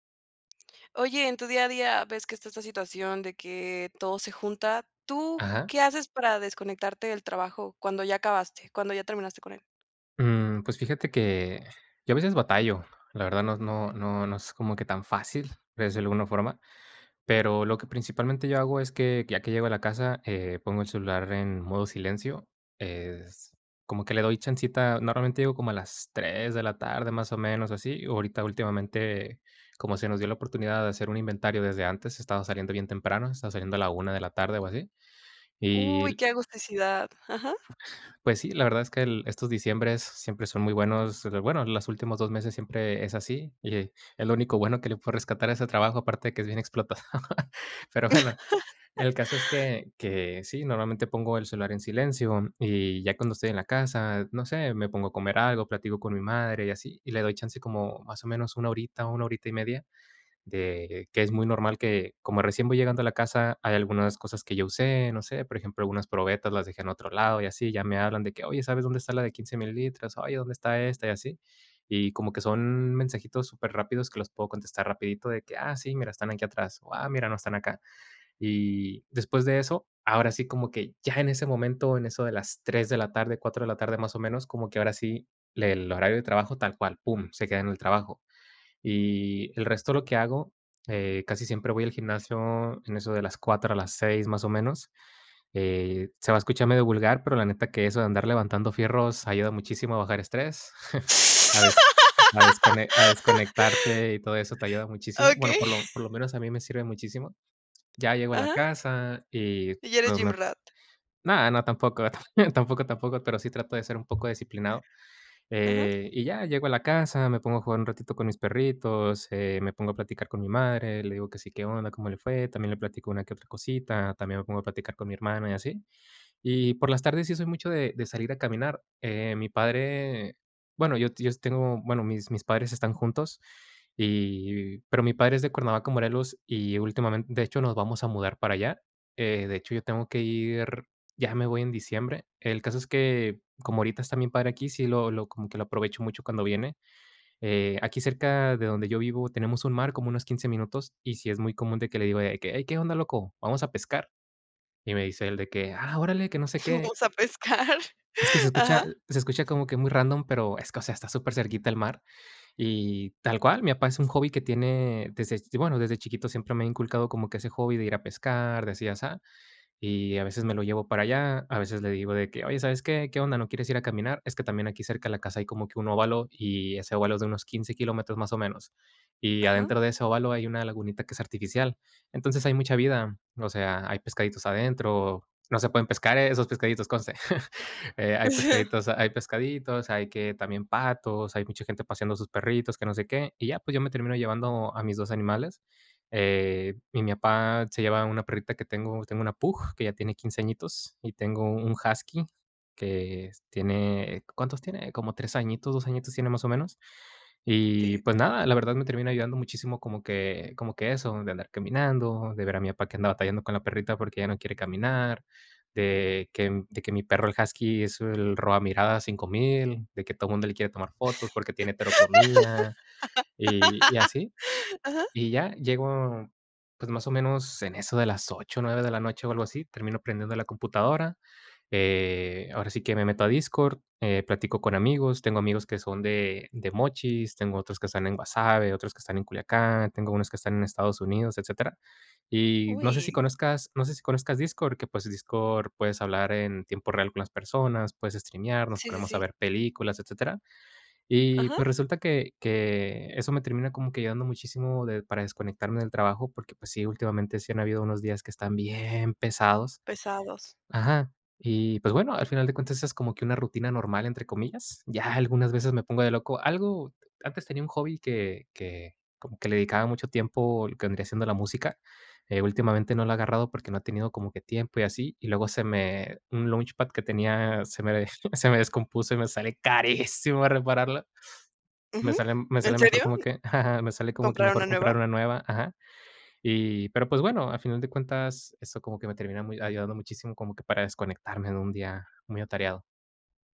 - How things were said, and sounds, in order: laugh; laughing while speaking: "explotado"; laugh; chuckle; tapping; other background noise; in English: "gym rat"; chuckle; chuckle; laugh; stressed: "carísimo"; chuckle
- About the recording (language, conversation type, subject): Spanish, podcast, ¿Qué haces para desconectarte del trabajo al terminar el día?